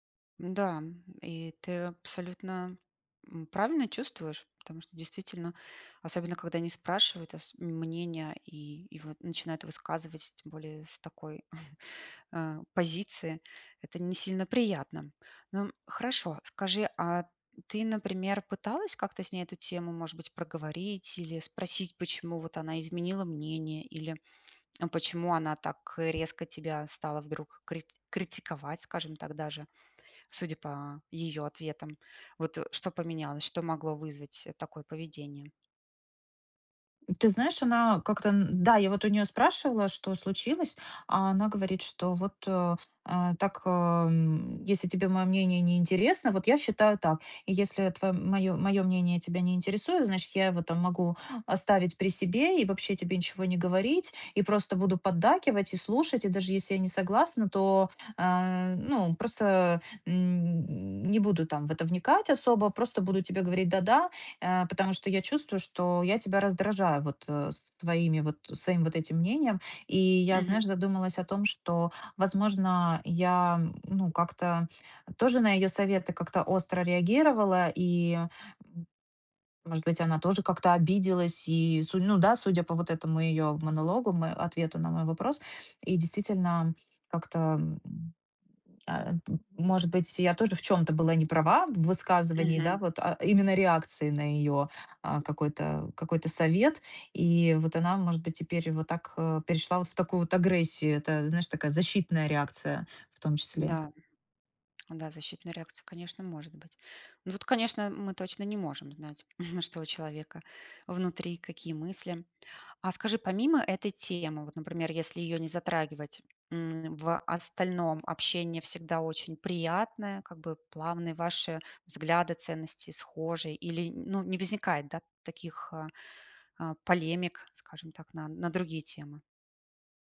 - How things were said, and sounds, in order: chuckle; tapping; other noise; chuckle
- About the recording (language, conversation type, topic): Russian, advice, Как обсудить с другом разногласия и сохранить взаимное уважение?